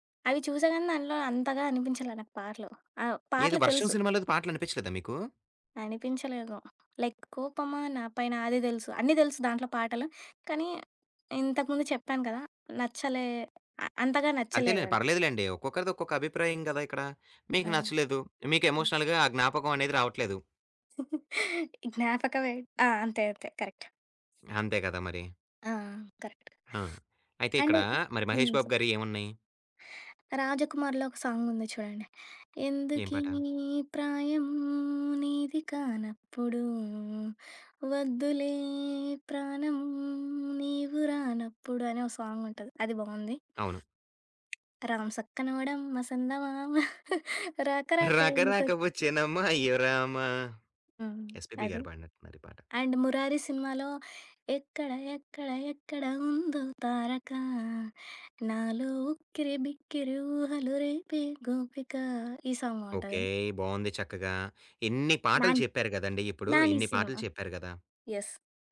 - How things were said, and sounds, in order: other background noise; in English: "లైక్"; singing: "కోపమా నా పైన"; tapping; in English: "ఎమోషనల్‌గా"; giggle; in English: "కరెక్ట్"; in English: "కరెక్ట్. అండ్"; sniff; in English: "సాంగ్"; singing: "ఎందుకీ ప్రాయం నీది కానప్పుడు వద్దులే ప్రాణం నీవు రానప్పుడు"; sniff; lip smack; singing: "రాం సక్కనోడమ్మ సందమామ రాక రాక ఎందుకొ"; giggle; singing: "రకరక వచ్చానమ్మా అయ్యొరామా"; in English: "అండ్"; singing: "ఎక్కడ ఎక్కడ ఎక్కడ ఉందో తారక నాలో ఉక్కిరి బిక్కిరి ఊహలు రేపే గోపిక"; in English: "సాంగ్"; in English: "యెస్"
- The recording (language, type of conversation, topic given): Telugu, podcast, పాత జ్ఞాపకాలు గుర్తుకొచ్చేలా మీరు ప్లేలిస్ట్‌కి ఏ పాటలను జోడిస్తారు?